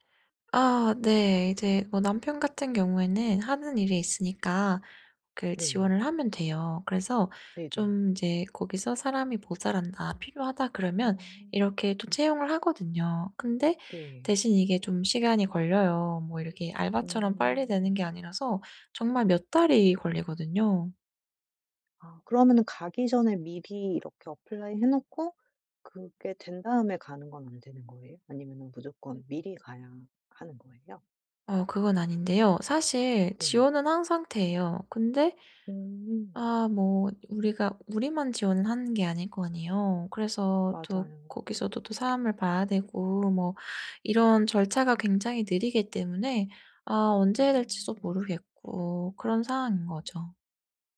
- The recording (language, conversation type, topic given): Korean, advice, 미래가 불확실해서 걱정이 많을 때, 일상에서 걱정을 줄일 수 있는 방법은 무엇인가요?
- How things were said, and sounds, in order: in English: "어플라이"; tapping